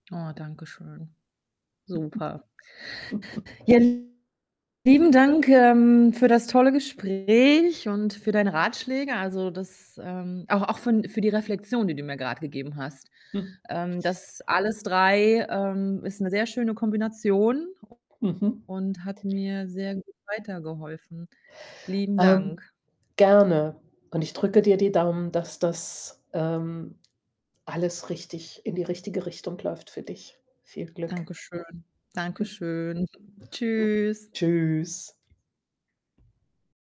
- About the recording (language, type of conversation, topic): German, advice, Wie kann ich meine Angst überwinden, persönliche Grenzen zu setzen?
- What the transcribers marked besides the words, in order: static; chuckle; distorted speech; snort; other background noise; chuckle; unintelligible speech; tapping